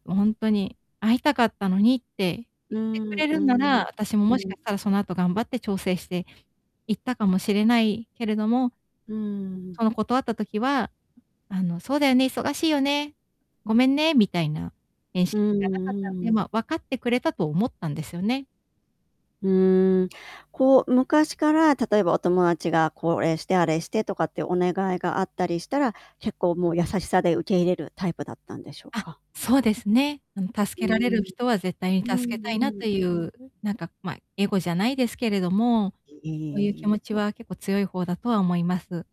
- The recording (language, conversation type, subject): Japanese, advice, 期待に応えられないときの罪悪感に、どう対処すれば気持ちが楽になりますか？
- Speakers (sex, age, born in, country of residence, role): female, 35-39, Japan, Japan, user; female, 50-54, Japan, Japan, advisor
- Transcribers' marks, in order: distorted speech